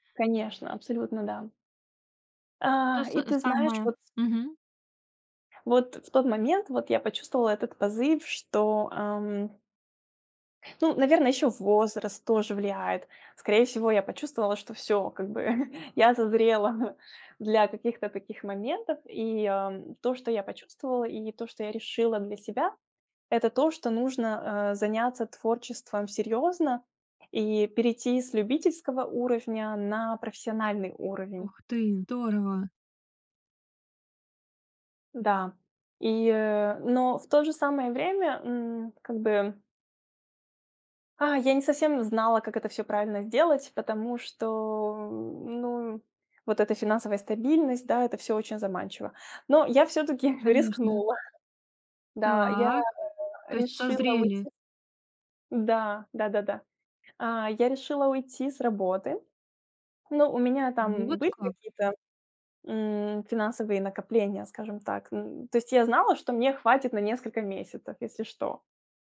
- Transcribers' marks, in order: chuckle
- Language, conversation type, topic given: Russian, advice, Как принять, что разрыв изменил мои жизненные планы, и не терять надежду?